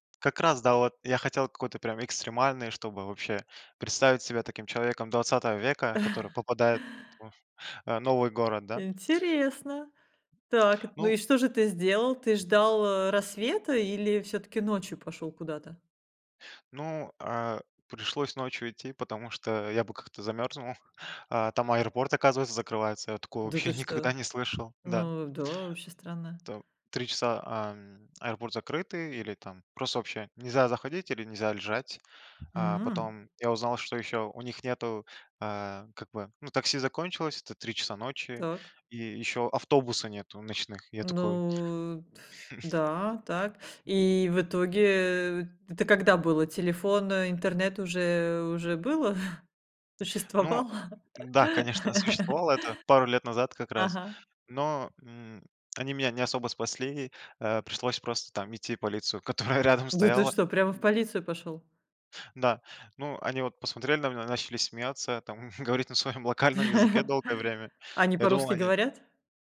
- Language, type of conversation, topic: Russian, podcast, Чему тебя научило путешествие без жёсткого плана?
- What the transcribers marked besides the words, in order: tapping; chuckle; laughing while speaking: "никогда"; chuckle; other noise; laugh; laughing while speaking: "которая"; surprised: "Да ты что, прямо в полицию пошел?"; laughing while speaking: "там говорить на своем локальном языке"; chuckle